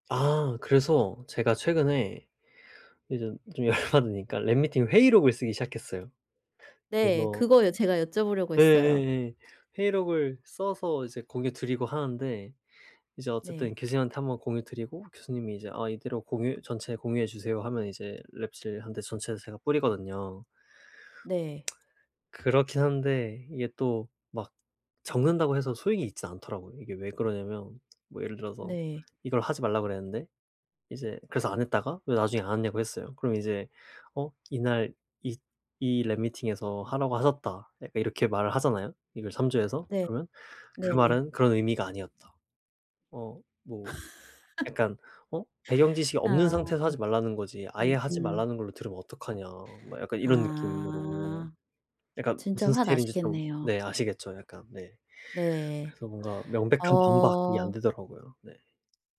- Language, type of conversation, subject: Korean, advice, 깨진 기대를 받아들이고 현실에 맞게 조정해 다시 앞으로 나아가려면 어떻게 해야 할까요?
- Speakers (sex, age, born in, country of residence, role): female, 40-44, South Korea, South Korea, advisor; male, 25-29, South Korea, South Korea, user
- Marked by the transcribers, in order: laughing while speaking: "열"; in English: "랩 미팅을"; other background noise; tapping; in English: "랩 미팅에서"; laugh